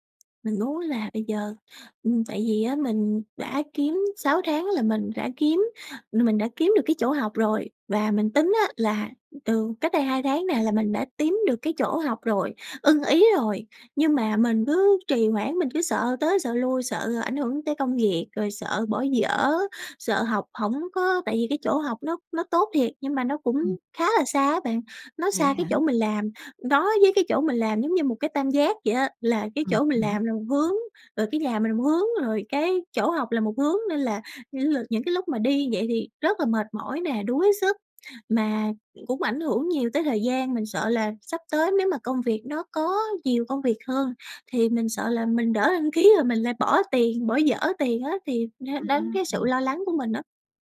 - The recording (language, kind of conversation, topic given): Vietnamese, advice, Vì sao bạn liên tục trì hoãn khiến mục tiêu không tiến triển, và bạn có thể làm gì để thay đổi?
- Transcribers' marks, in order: "kiếm" said as "tiếm"; tapping